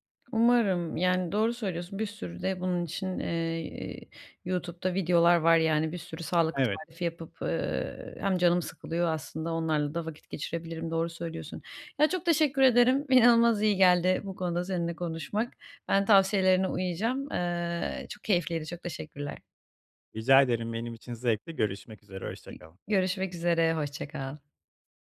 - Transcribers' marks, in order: unintelligible speech
- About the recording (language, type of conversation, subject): Turkish, advice, Markette alışveriş yaparken nasıl daha sağlıklı seçimler yapabilirim?